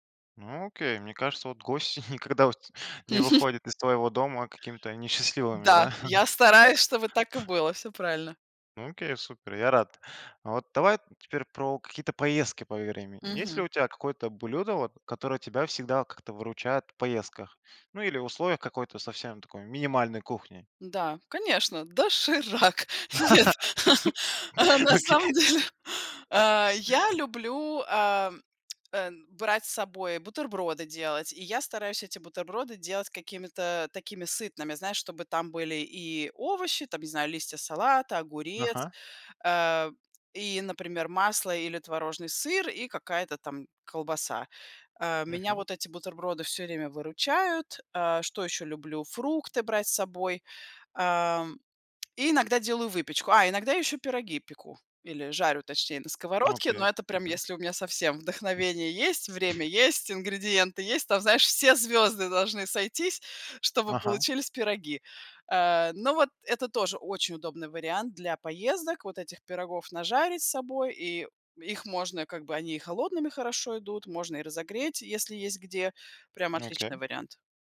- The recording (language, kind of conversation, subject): Russian, podcast, Как вы успеваете готовить вкусный ужин быстро?
- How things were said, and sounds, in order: laughing while speaking: "никогда у те"; laughing while speaking: "Мгм"; laugh; laugh; laughing while speaking: "А, на самом деле"; laugh; laughing while speaking: "Окей"; tapping; other background noise